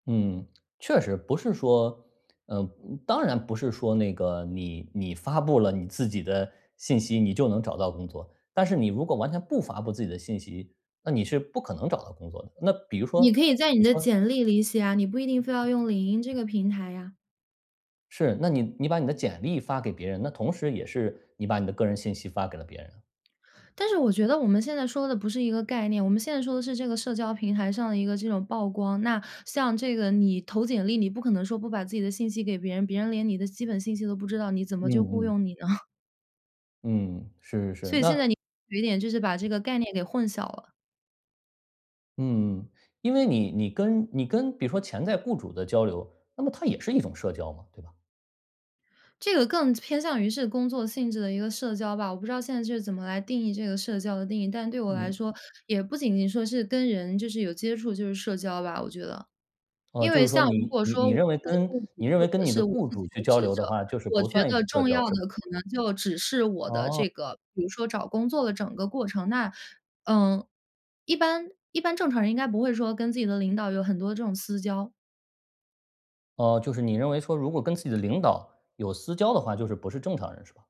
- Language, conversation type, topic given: Chinese, podcast, 你如何在保护个人隐私的同时把握社交平台上的公开程度？
- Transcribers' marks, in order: other background noise; laughing while speaking: "呢？"